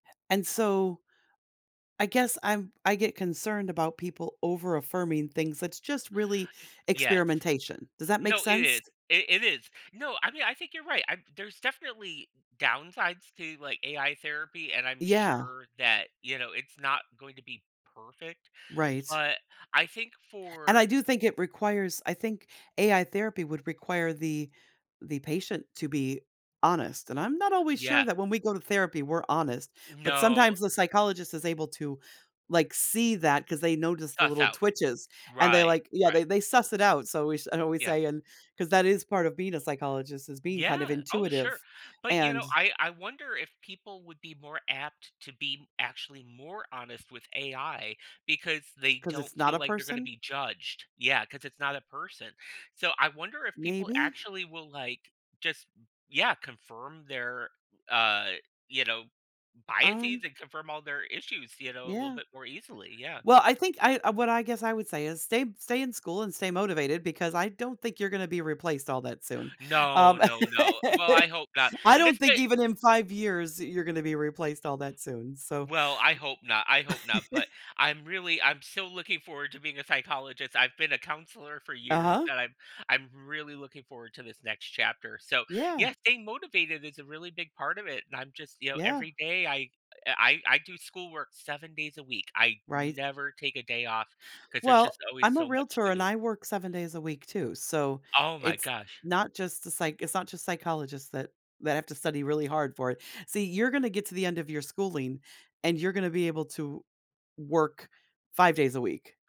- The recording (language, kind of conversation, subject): English, unstructured, How do you keep yourself motivated to learn and succeed in school?
- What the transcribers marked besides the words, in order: laugh; other background noise; laugh; stressed: "never"